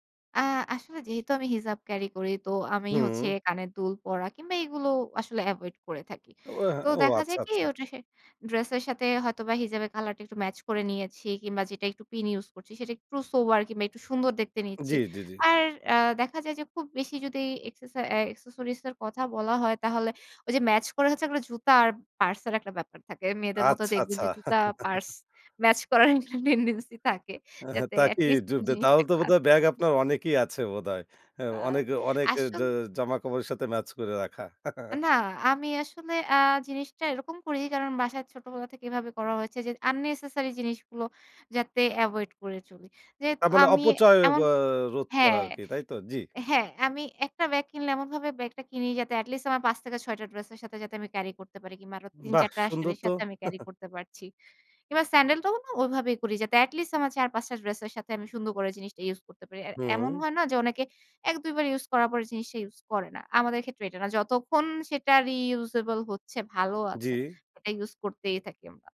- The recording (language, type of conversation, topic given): Bengali, podcast, আপনি কীভাবে আপনার পোশাকের মাধ্যমে নিজের ব্যক্তিত্বকে ফুটিয়ে তোলেন?
- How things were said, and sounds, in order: in English: "সোবার"; tapping; chuckle; laughing while speaking: "একটা টেনডেন্সি থাকে। যাতে এট লিস্ট জিনিসটা ক্লাসি থাকে"; in English: "টেনডেন্সি"; "ঢুকবে" said as "ঢুববে"; chuckle; in English: "আননেসেসারি"; in English: "এভয়েড"; chuckle